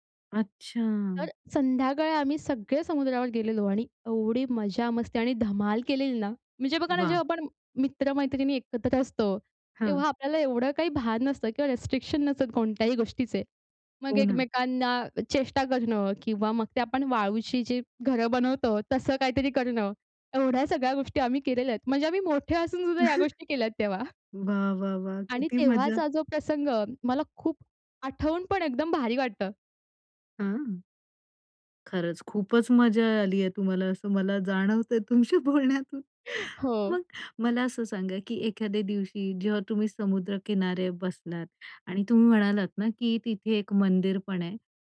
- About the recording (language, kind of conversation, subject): Marathi, podcast, सूर्यास्त बघताना तुम्हाला कोणत्या भावना येतात?
- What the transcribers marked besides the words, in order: in English: "रिस्ट्रिक्शन"; joyful: "म्हणजे आम्ही मोठे असून सुद्धा या गोष्टी केल्या तेव्हा"; chuckle; laughing while speaking: "तेव्हा"; laughing while speaking: "तुमच्या बोलण्यातून"; inhale